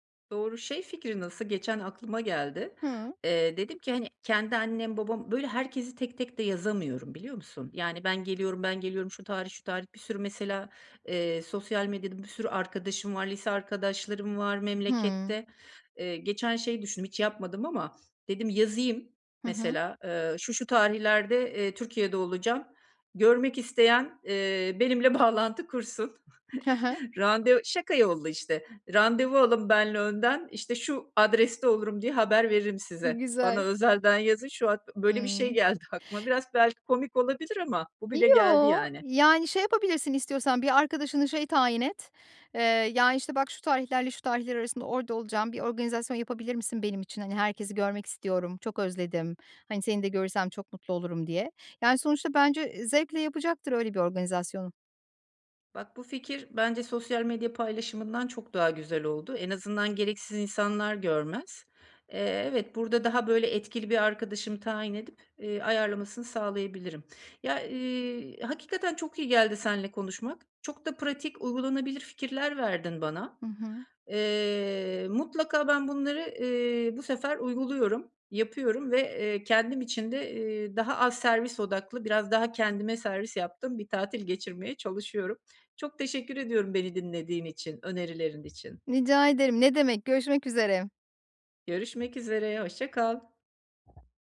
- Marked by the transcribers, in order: tapping; other background noise; laughing while speaking: "bağlantı"; chuckle; laughing while speaking: "aklıma"
- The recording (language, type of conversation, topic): Turkish, advice, Tatillerde farklı beklentiler yüzünden yaşanan çatışmaları nasıl çözebiliriz?